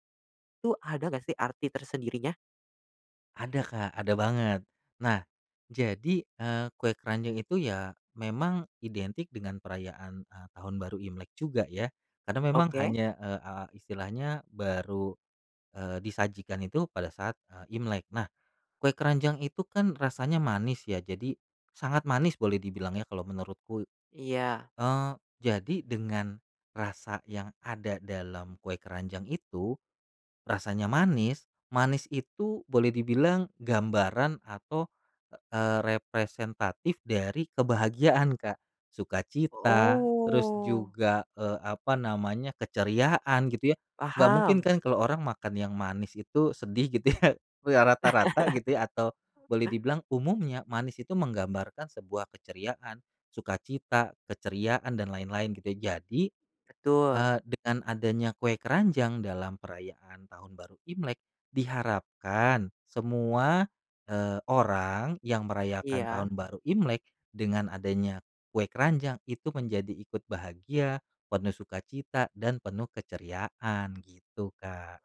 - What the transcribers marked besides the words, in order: drawn out: "Oh"; laugh
- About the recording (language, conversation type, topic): Indonesian, podcast, Ceritakan tradisi keluarga apa yang selalu membuat suasana rumah terasa hangat?